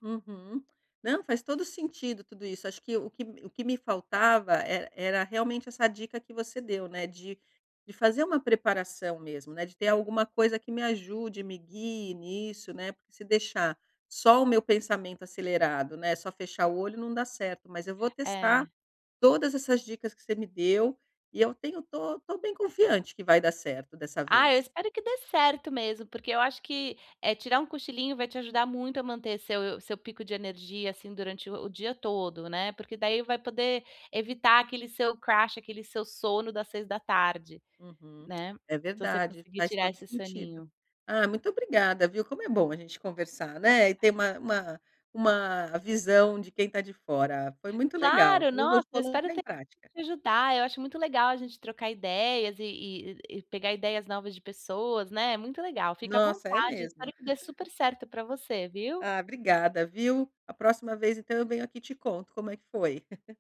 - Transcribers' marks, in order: in English: "crash"; other noise; tapping; unintelligible speech; laugh; laugh
- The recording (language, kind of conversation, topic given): Portuguese, advice, Como posso usar cochilos para aumentar minha energia durante o dia?